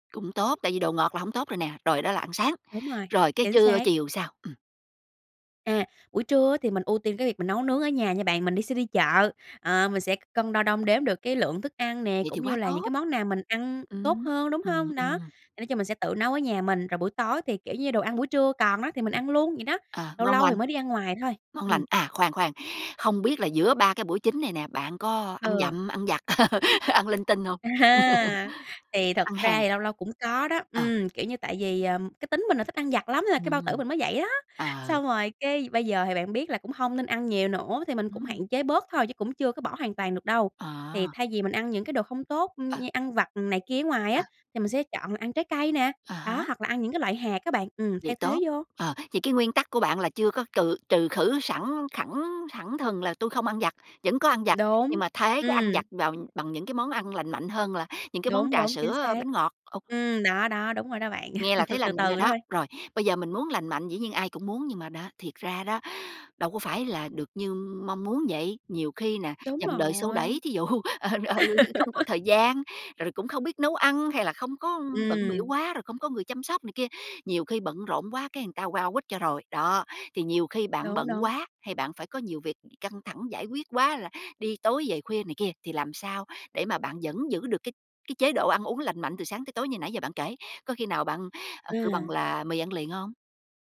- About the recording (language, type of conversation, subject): Vietnamese, podcast, Bạn giữ thói quen ăn uống lành mạnh bằng cách nào?
- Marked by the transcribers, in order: laugh; tapping; laugh; other background noise; laugh; laughing while speaking: "dụ, ờ, ừ"; unintelligible speech; laugh